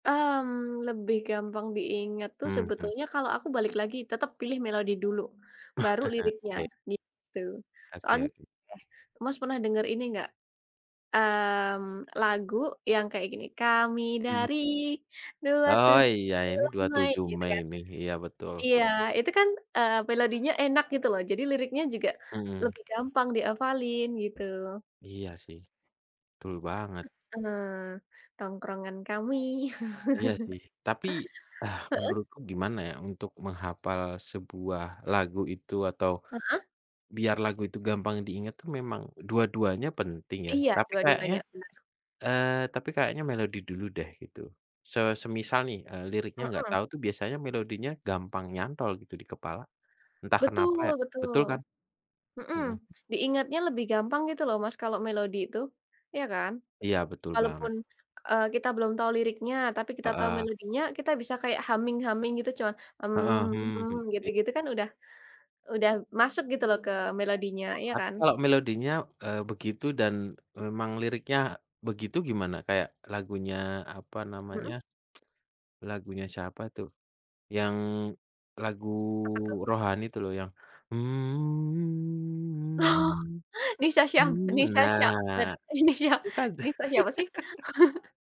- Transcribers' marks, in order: chuckle; alarm; tapping; singing: "kami dari, dua tujuh bulan Mei"; other background noise; singing: "tongkrongan kami"; chuckle; in English: "humming-humming"; humming a tune; other animal sound; tsk; laughing while speaking: "Oh! Nissa Syah Nissa Syakban? Nissa Nissa siapa sih?"; humming a tune; laugh
- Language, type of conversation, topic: Indonesian, unstructured, Apa yang membuat sebuah lagu terasa berkesan?